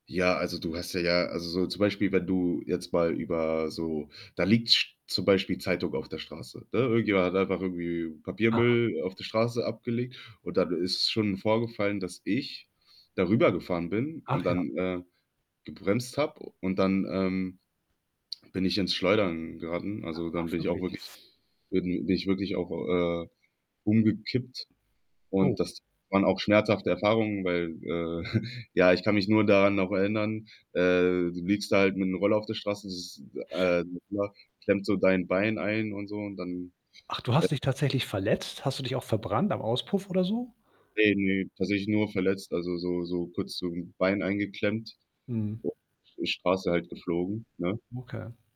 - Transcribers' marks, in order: distorted speech; other background noise; other noise; static; mechanical hum; snort; unintelligible speech; unintelligible speech
- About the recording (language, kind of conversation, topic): German, podcast, Welche wichtige Lektion hast du aus deinem ersten Job gelernt?